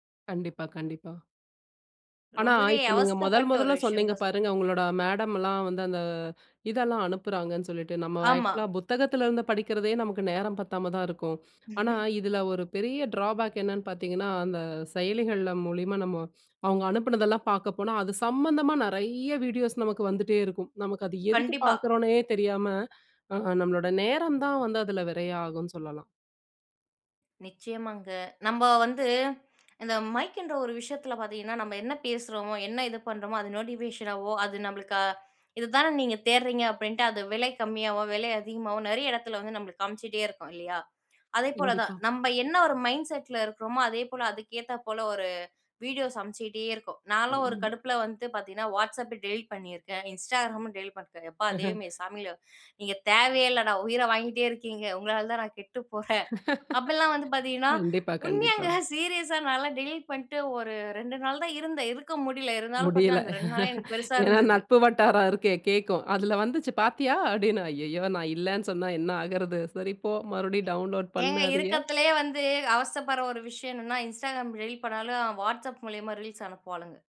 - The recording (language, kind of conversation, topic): Tamil, podcast, தகவல் மிகை ஏற்படும் போது அதை நீங்கள் எப்படிச் சமாளிக்கிறீர்கள்?
- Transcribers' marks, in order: laugh; in English: "டிராபேக்"; laugh; laugh; laughing while speaking: "சீரியஸா நான்லாம்"; laugh; other noise